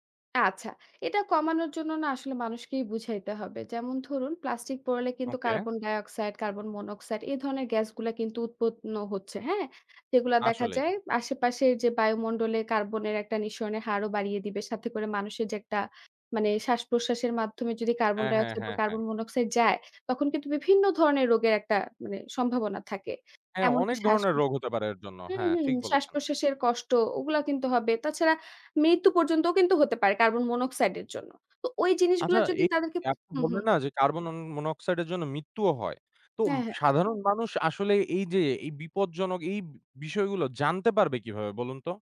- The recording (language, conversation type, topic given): Bengali, podcast, প্লাস্টিক দূষণ কমাতে আমরা কী করতে পারি?
- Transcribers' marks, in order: none